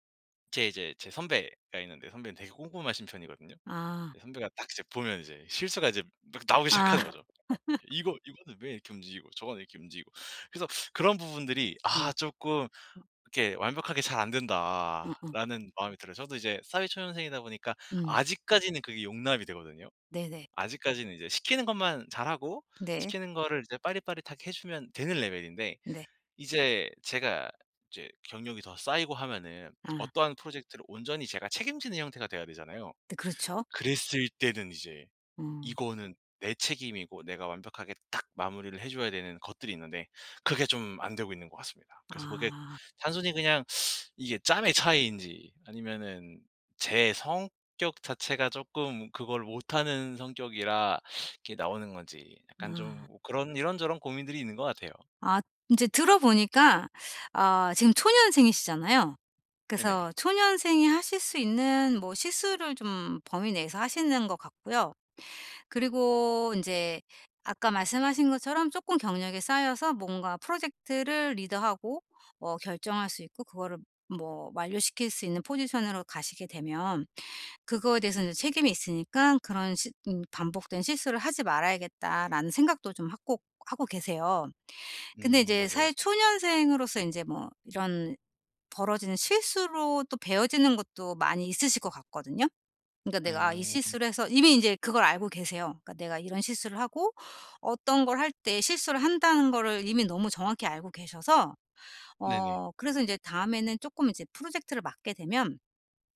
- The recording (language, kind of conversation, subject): Korean, advice, 실수에서 어떻게 배우고 같은 실수를 반복하지 않을 수 있나요?
- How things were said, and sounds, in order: laughing while speaking: "아"; laugh; tapping; laughing while speaking: "막 나오기 시작하는 거죠"